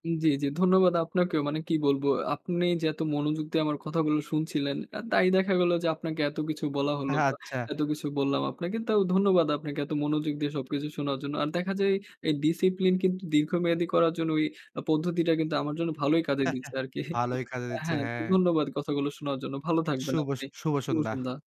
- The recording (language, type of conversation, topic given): Bengali, podcast, দীর্ঘ সময় ধরে শৃঙ্খলা বজায় রাখতে আপনার পরামর্শ কী?
- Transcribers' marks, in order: chuckle